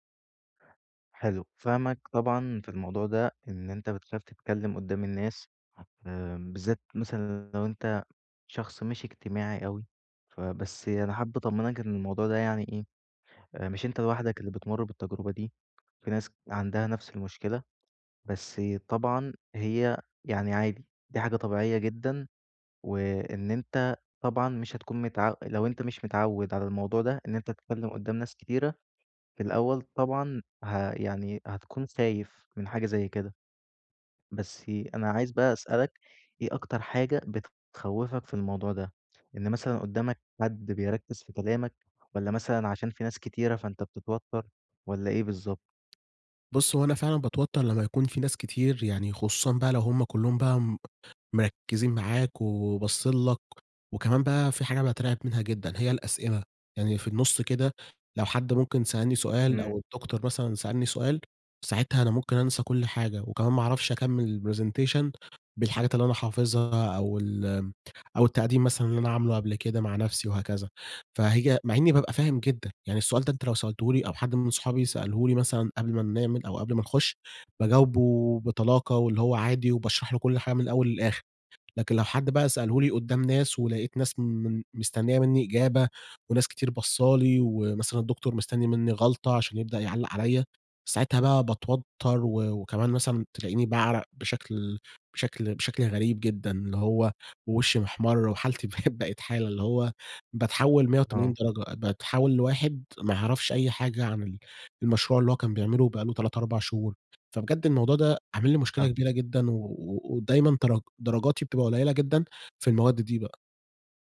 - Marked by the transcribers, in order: other background noise; tapping; in English: "الpresentation"; laughing while speaking: "وحالتي بقت بقت حالة"
- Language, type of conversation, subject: Arabic, advice, إزاي أتغلب على الخوف من الكلام قدام الناس في اجتماع أو قدام جمهور؟